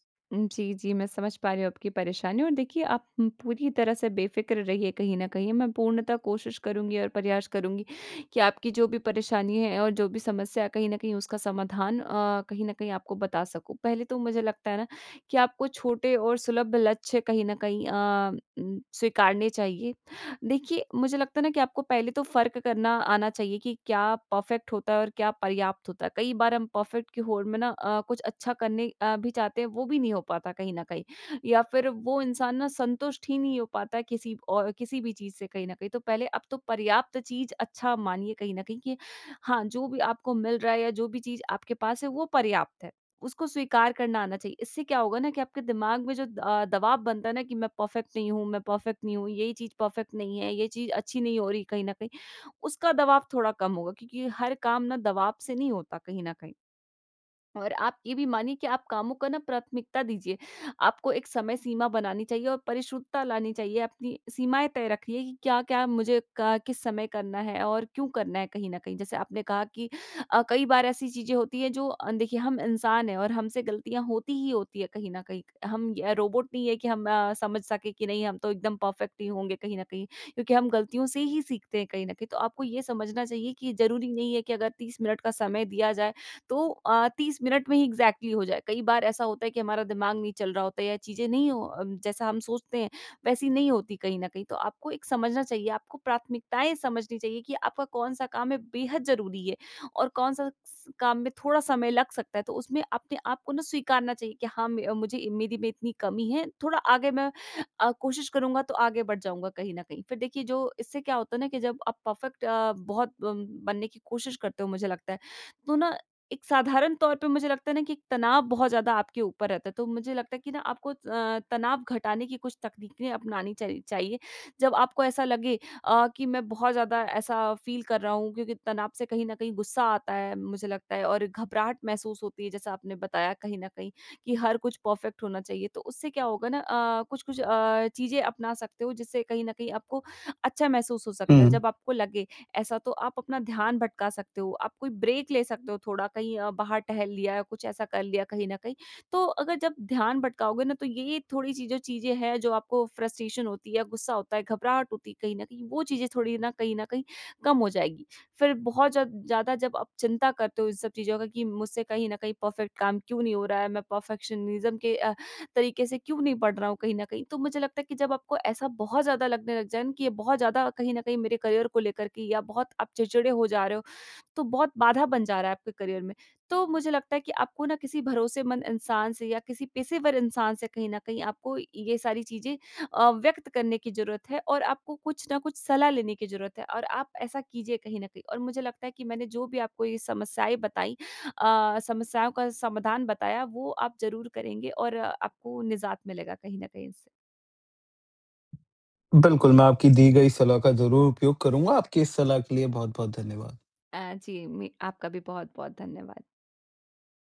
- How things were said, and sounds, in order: in English: "परफ़ेक्ट"; in English: "परफ़ेक्ट"; in English: "परफ़ेक्ट"; in English: "परफ़ेक्ट"; in English: "परफ़ेक्ट"; in English: "परफ़ेक्ट"; in English: "एक्सजेक्टली"; in English: "परफ़ेक्ट"; in English: "फील"; in English: "परफ़ेक्ट"; in English: "ब्रेक"; in English: "परफ़ेक्ट"; in English: "परफेक्शनिज़्म"
- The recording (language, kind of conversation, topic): Hindi, advice, छोटी-छोटी बातों में पूर्णता की चाह और लगातार घबराहट